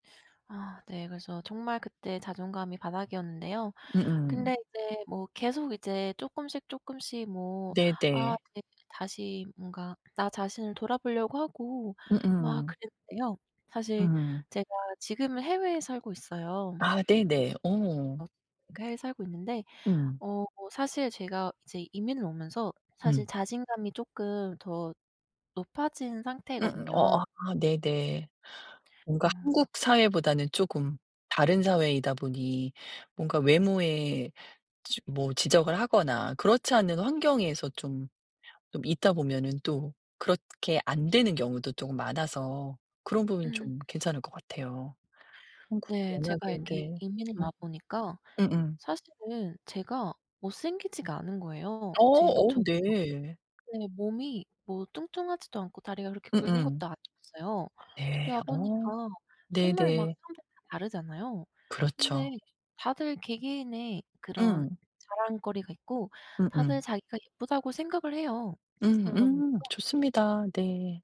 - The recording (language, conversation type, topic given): Korean, advice, 외모나 몸 때문에 자신감이 떨어진다고 느끼시나요?
- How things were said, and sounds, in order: other background noise; tapping